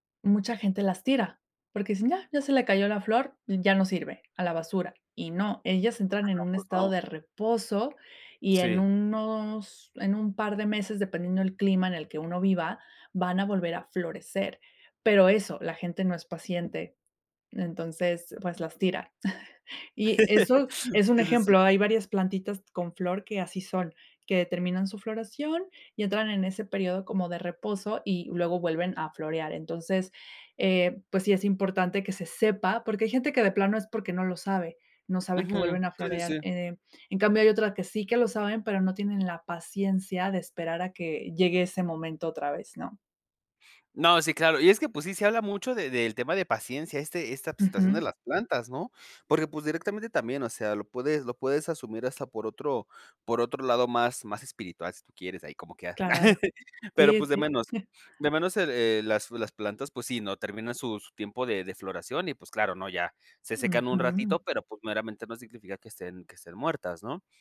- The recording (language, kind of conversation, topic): Spanish, podcast, ¿Qué te ha enseñado la experiencia de cuidar una planta?
- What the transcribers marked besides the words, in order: chuckle; laugh; laughing while speaking: "Sí, sí, sí"; laughing while speaking: "ah"